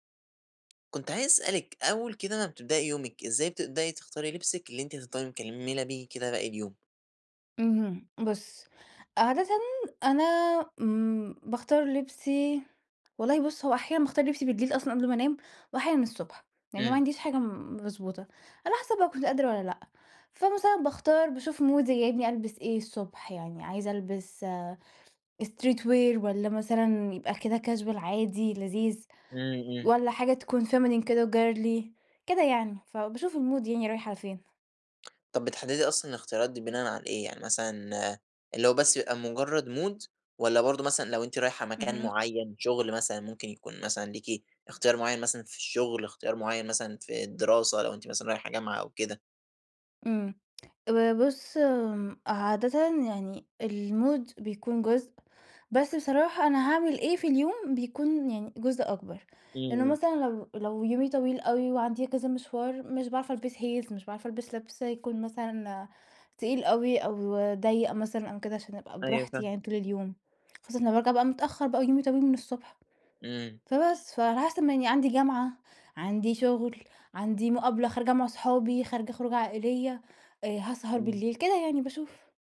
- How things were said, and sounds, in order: tapping; in English: "مودي"; in English: "street wear"; in English: "casual"; in English: "feminine"; in English: "وgirly"; in English: "المود"; in English: "مود"; in English: "المود"; in English: "heels"
- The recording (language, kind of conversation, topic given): Arabic, podcast, إزاي بتختار لبسك كل يوم؟